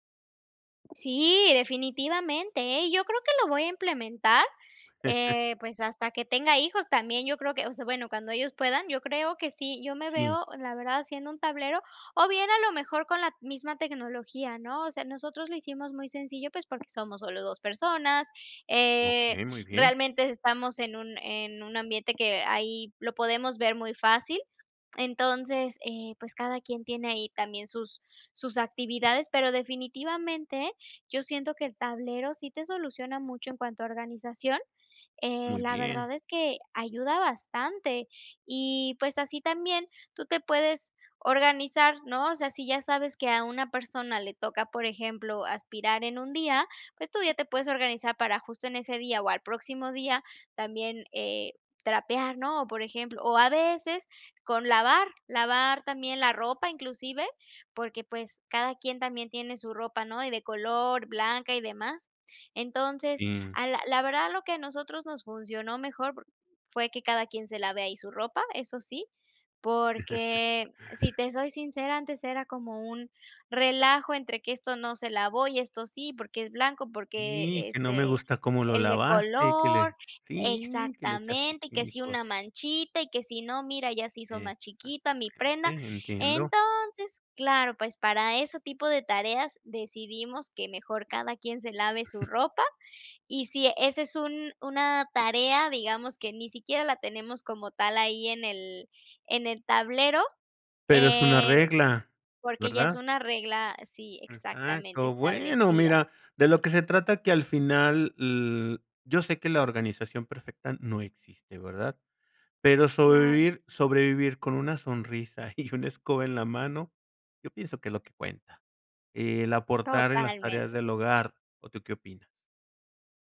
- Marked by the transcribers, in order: tapping; chuckle; other background noise; laugh; chuckle; laughing while speaking: "y"
- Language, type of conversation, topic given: Spanish, podcast, ¿Cómo organizas las tareas del hogar en familia?